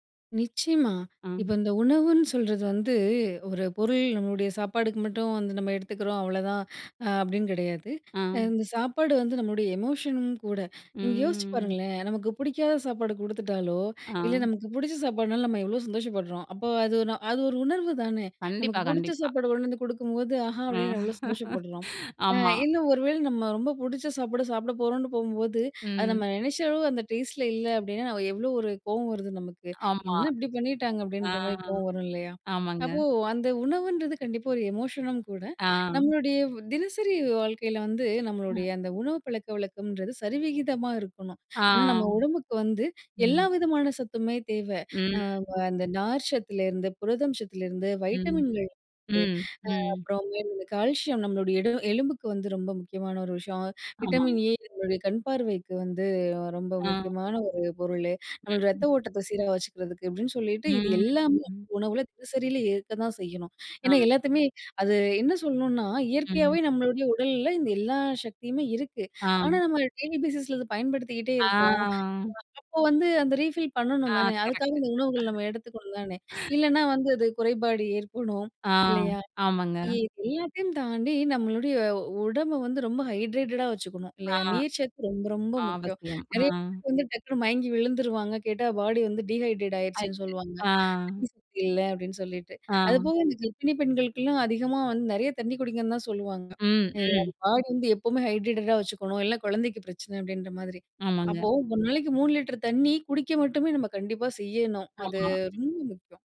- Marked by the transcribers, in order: tapping; in English: "எமோஷனும்"; drawn out: "ம்"; laughing while speaking: "அ, ஆமா"; other background noise; in English: "எமோஷனும்"; in English: "வைட்டமின்கள்"; in English: "டெய்லி பேசிஸ்ல"; drawn out: "ஆ"; in English: "ரீஃபில்"; other noise; unintelligible speech; unintelligible speech; in English: "ஹைட்ரேட்டடா"; in English: "பாடி"; in English: "டீஹைட்ரேட்"; unintelligible speech; in English: "பாடி"; in English: "ஹைட்ரேட்டடா"
- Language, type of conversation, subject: Tamil, podcast, உங்களுடைய தினசரி உணவுப் பழக்கங்கள் எப்படி இருக்கும்?